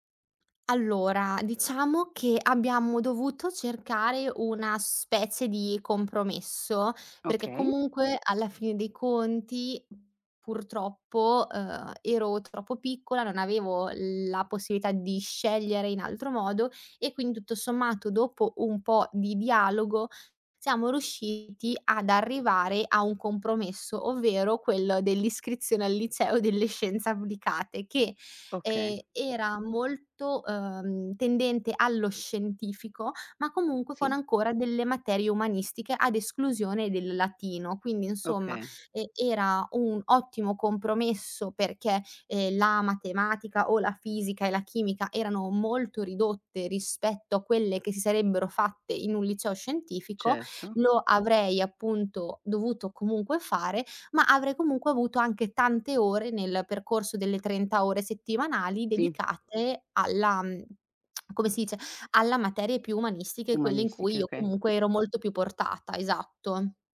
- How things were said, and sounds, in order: "applicate" said as "avvlicate"; lip smack
- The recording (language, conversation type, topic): Italian, podcast, Quando hai detto “no” per la prima volta, com’è andata?